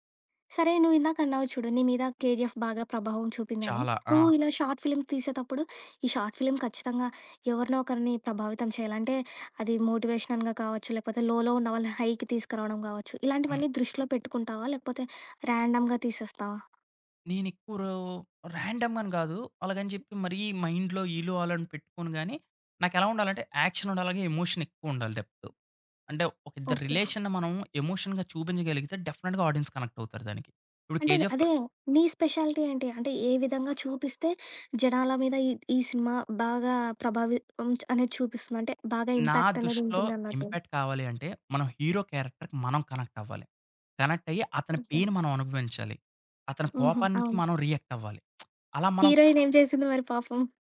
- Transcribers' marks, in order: in English: "షార్ట్ ఫిల్మ్స్"; in English: "షార్ట్ ఫిల్మ్"; in English: "మోటివేషనల్‌గా"; in English: "లోలో"; in English: "హైకి"; in English: "రాండమ్‌గా"; other background noise; in English: "రాండమ్"; in English: "మైండ్‌లో"; in English: "యాక్షన్"; in English: "డెప్త్"; in English: "రిలేషన్‌ని"; in English: "ఎమోషన్‌గా"; in English: "డెఫినిట్‌గా ఆడియన్స్"; in English: "స్పెషాలిటీ"; in English: "ఇంపాక్ట్"; in English: "క్యారెక్టర్‌కి"; in English: "పెయిన్"; lip smack; tapping
- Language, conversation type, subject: Telugu, podcast, ఫిల్మ్ లేదా టీవీలో మీ సమూహాన్ని ఎలా చూపిస్తారో అది మిమ్మల్ని ఎలా ప్రభావితం చేస్తుంది?